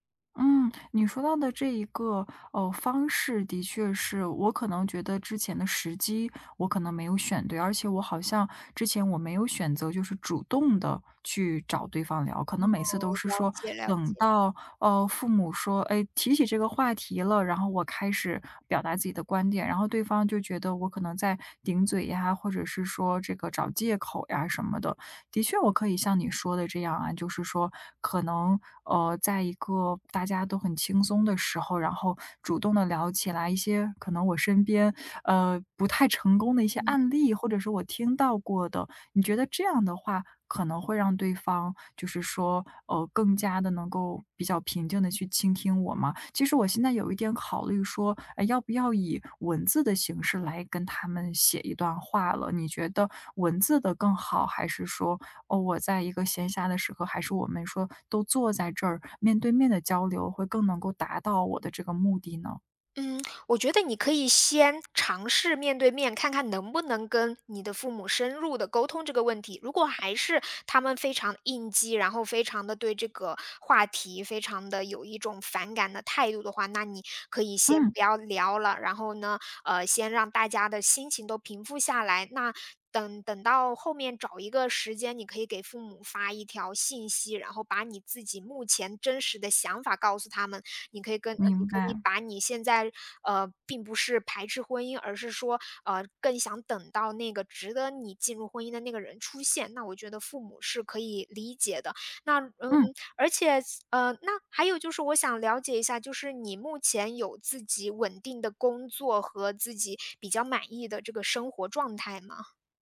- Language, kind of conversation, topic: Chinese, advice, 家人催婚
- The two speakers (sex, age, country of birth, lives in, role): female, 30-34, China, Germany, advisor; female, 30-34, China, United States, user
- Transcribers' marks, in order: none